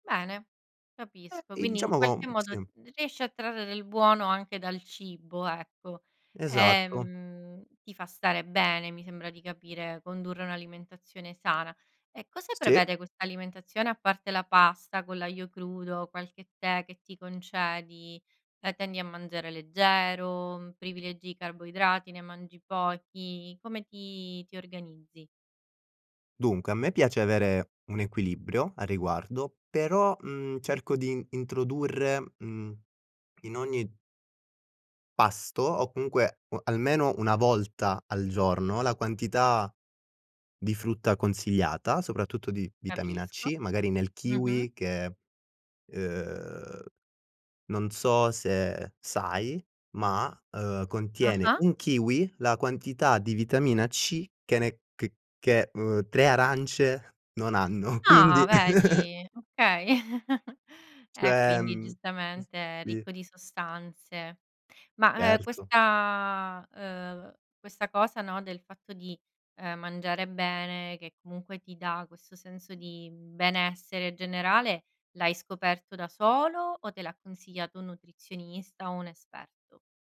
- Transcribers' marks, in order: laughing while speaking: "hanno"; laugh; chuckle; tapping
- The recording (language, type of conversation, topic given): Italian, podcast, Come trasformi una giornata no in qualcosa di creativo?